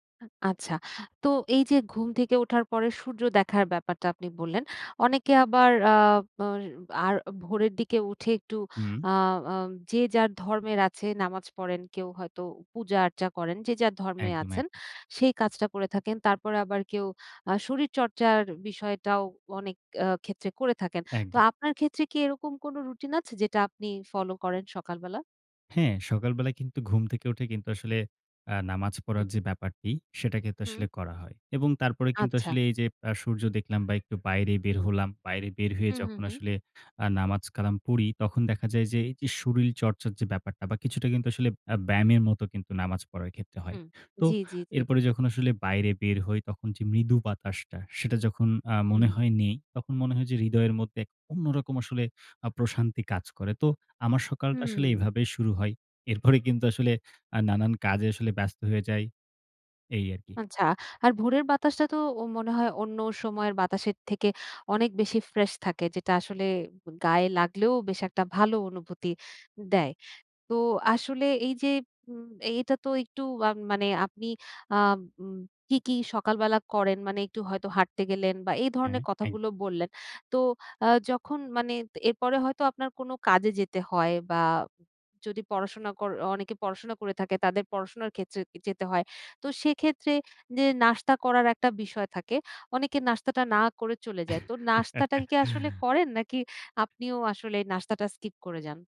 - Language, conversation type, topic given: Bengali, podcast, সকালের রুটিনটা কেমন?
- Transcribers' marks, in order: other background noise; laughing while speaking: "এরপরে"; laugh